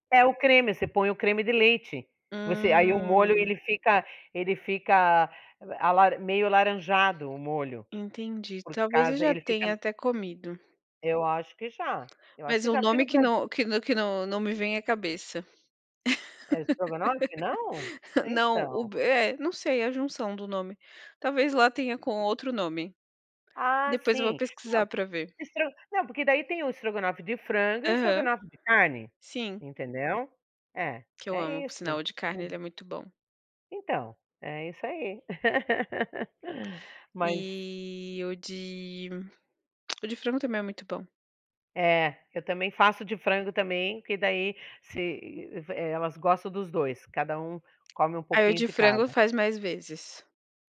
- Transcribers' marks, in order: tapping; drawn out: "Hum"; laugh; drawn out: "E"
- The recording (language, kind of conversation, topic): Portuguese, unstructured, Qual é a sua lembrança mais gostosa de uma comida caseira?